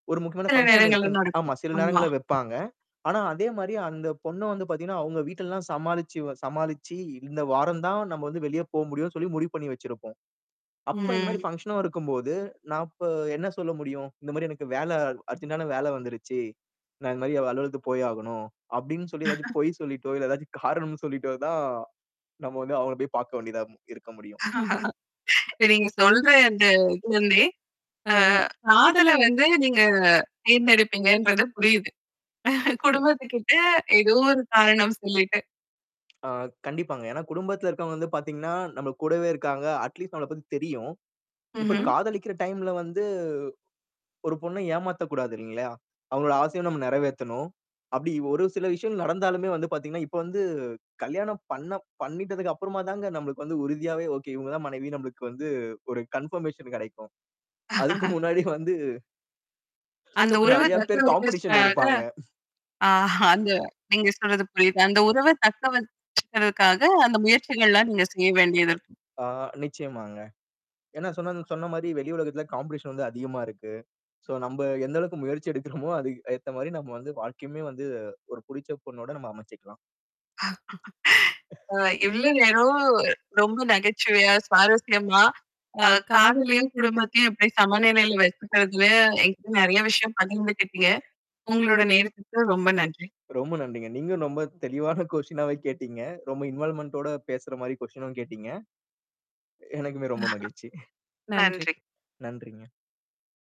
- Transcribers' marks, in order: background speech; tapping; in English: "ஃபங்ஷனும்"; in English: "அர்ஜென்டான"; laugh; laugh; mechanical hum; laugh; chuckle; in English: "அட்லீஸ்ட்"; other background noise; in English: "கன்ஃபர்மேஷன்"; laugh; unintelligible speech; in English: "காம்படிஷன்"; "வைக்கிறதுக்காக" said as "வைக்கஸ்க்காக"; distorted speech; in English: "காம்படிஷன்"; in English: "சோ"; laughing while speaking: "எடுக்கிறோமோ"; chuckle; laugh; drawn out: "நேரோம்"; in English: "கொஸ்டினாவே"; in English: "இன்வால்மென்டோட"; in English: "கொஸ்டினும்"; chuckle
- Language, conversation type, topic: Tamil, podcast, குடும்பப் பொறுப்புகளையும் காதல் வாழ்க்கையையும் எப்படி சமநிலைப்படுத்தி நடத்துவது?
- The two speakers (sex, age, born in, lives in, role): female, 35-39, India, India, host; male, 30-34, India, India, guest